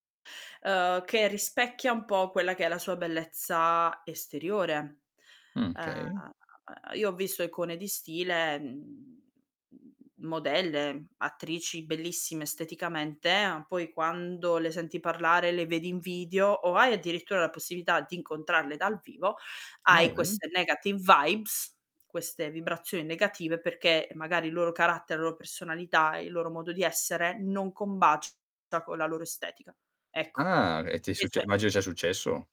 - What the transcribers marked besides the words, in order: "okay" said as "kay"; drawn out: "mhmm"; in English: "negative vibes"; "okay" said as "ohay"; distorted speech
- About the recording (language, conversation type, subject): Italian, podcast, Chi sono le tue icone di stile e perché?